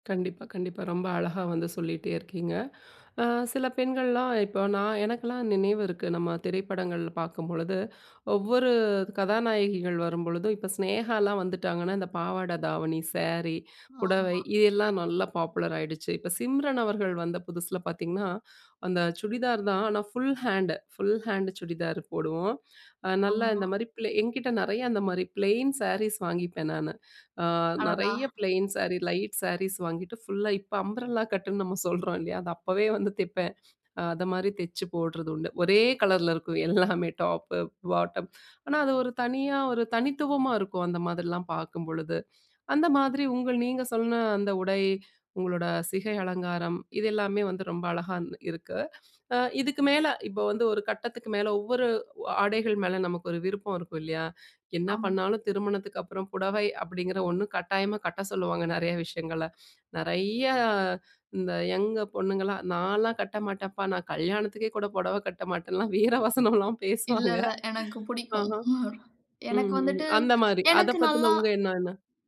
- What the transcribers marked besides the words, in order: in English: "பாப்புலர்"; in English: "ஃபுல் ஹேண்ட். ஃபுல் ஹேண்ட்"; in English: "பிளெயின் சாரீஸ்"; other background noise; in English: "ப்ளெயின் சாரி, லைட் சாரீஸ்"; in English: "அம்ப்ரெல்லா கட்டுன்னு"; in English: "டாப்பு, பாட்டம்"; in English: "யங்"; laughing while speaking: "வீர வசனம்லாம் பேசுவாங்க"; chuckle
- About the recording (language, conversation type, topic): Tamil, podcast, இனி வெளிப்படப்போகும் உங்கள் ஸ்டைல் எப்படியிருக்கும் என்று நீங்கள் எதிர்பார்க்கிறீர்கள்?